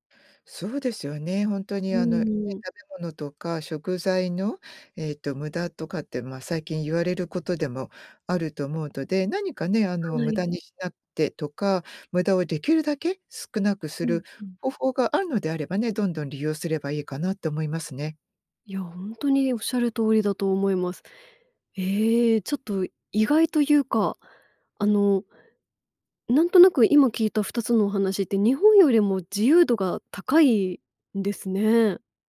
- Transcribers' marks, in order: other background noise
- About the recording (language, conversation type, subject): Japanese, podcast, 食事のマナーで驚いた出来事はありますか？